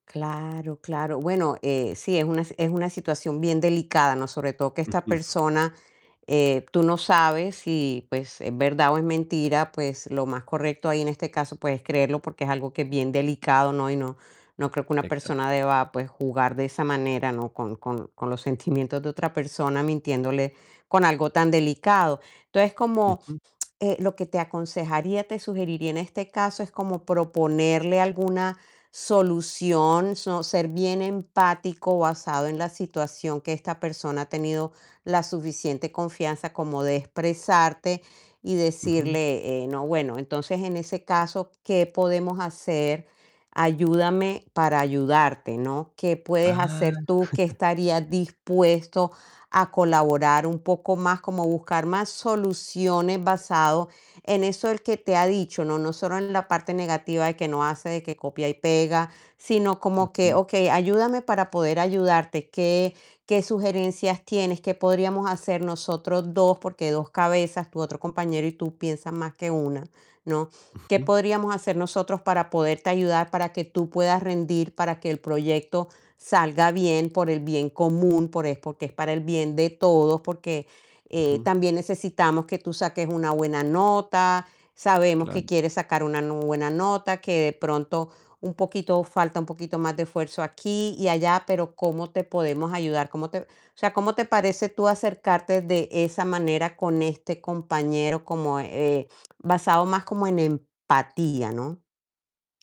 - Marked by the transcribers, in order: distorted speech; static; tapping; unintelligible speech; other background noise; laughing while speaking: "sentimientos"; drawn out: "Ah"; chuckle
- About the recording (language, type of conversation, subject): Spanish, advice, ¿Cómo puedo rechazar tareas extra sin dañar mi relación con el equipo?